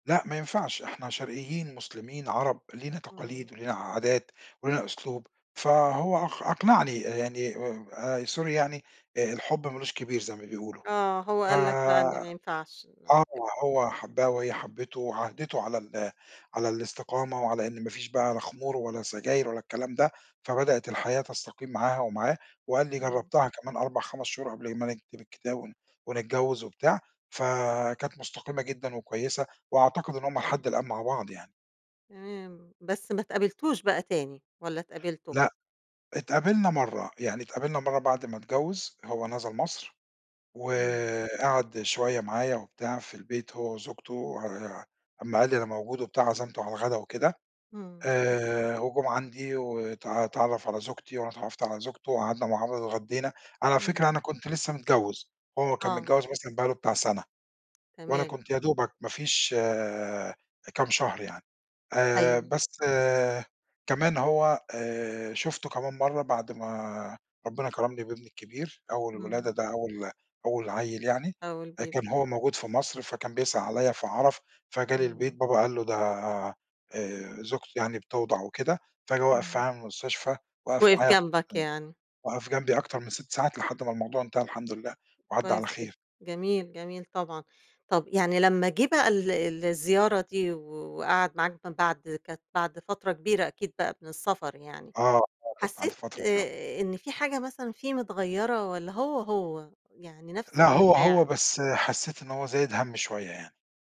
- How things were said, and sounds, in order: in English: "sorry"; unintelligible speech; tapping; in English: "بيبي"; unintelligible speech
- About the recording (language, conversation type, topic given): Arabic, podcast, إحكي لنا عن تجربة أثّرت على صداقاتك؟